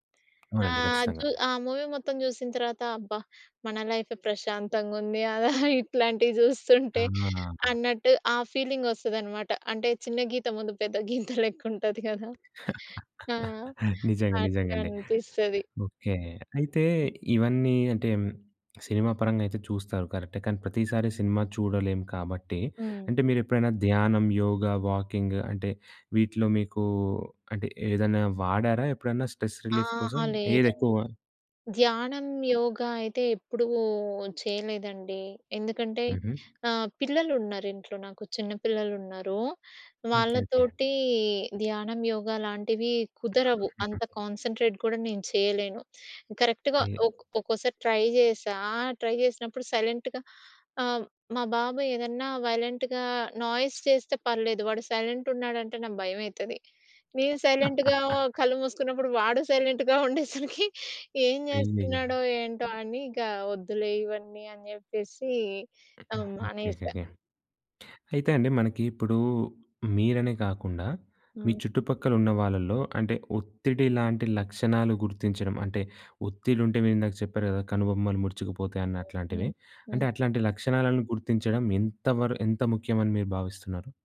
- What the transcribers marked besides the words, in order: tapping; in English: "మూవీ"; laughing while speaking: "అలా"; laugh; laughing while speaking: "గీత లెక్కుంటది కదా!"; other background noise; in English: "వాకింగ్"; in English: "స్ట్రెస్ రిలీఫ్"; in English: "కాన్సంట్రేట్"; chuckle; in English: "కరెక్ట్‌గా"; in English: "ట్రై"; in English: "ట్రై"; in English: "సైలెంట్‌గా"; in English: "వైలెంట్‌గా, నాయిస్"; in English: "సైలెంట్‌గా"; laugh; in English: "సైలెంట్‌గా"; laughing while speaking: "ఉండేసరికి"
- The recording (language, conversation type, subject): Telugu, podcast, ఒత్తిడిని తగ్గించుకోవడానికి మీరు సాధారణంగా ఏం చేస్తారు?